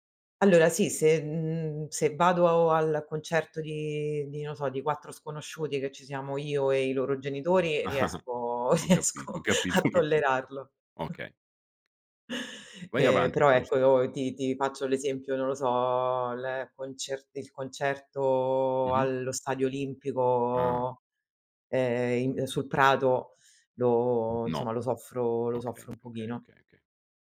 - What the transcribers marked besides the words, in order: chuckle; laughing while speaking: "riesco"; other noise; drawn out: "concerto"; drawn out: "lo"; tapping; "insomma" said as "nsomma"
- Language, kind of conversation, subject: Italian, podcast, Qual è un concerto o uno spettacolo dal vivo che non dimenticherai mai?